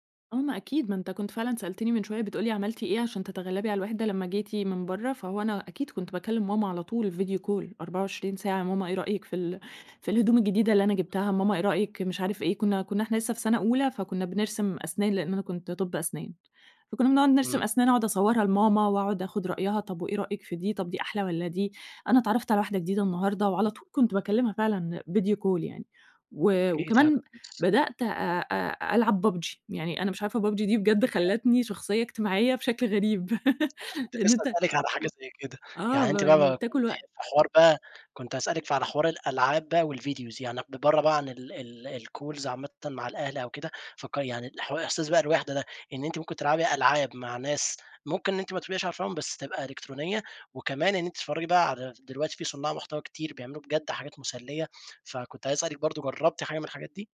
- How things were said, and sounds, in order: in English: "فيديو كول"; unintelligible speech; in English: "فيديو كول"; unintelligible speech; laugh; in English: "والVideos"; in English: "الCalls"
- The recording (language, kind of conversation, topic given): Arabic, podcast, إيه اللي في رأيك بيخلّي الناس تحسّ بالوحدة؟